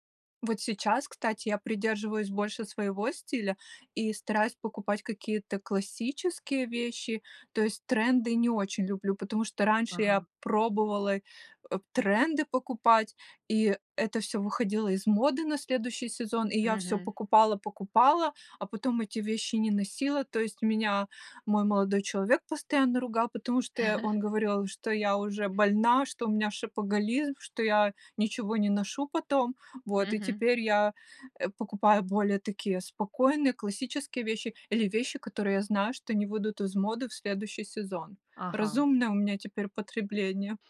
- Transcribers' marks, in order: chuckle
- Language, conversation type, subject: Russian, podcast, Откуда ты черпаешь вдохновение для создания образов?